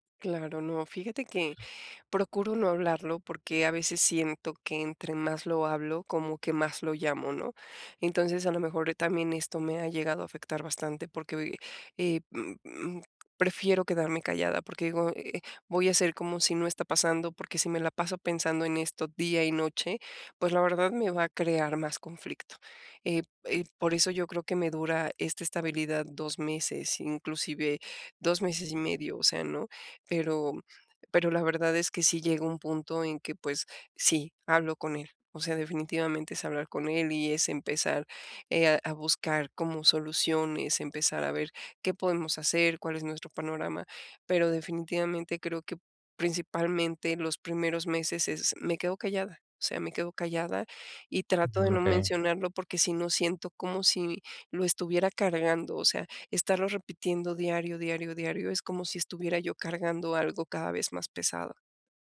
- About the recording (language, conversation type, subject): Spanish, advice, ¿Cómo puedo preservar mi estabilidad emocional cuando todo a mi alrededor es incierto?
- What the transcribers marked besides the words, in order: other background noise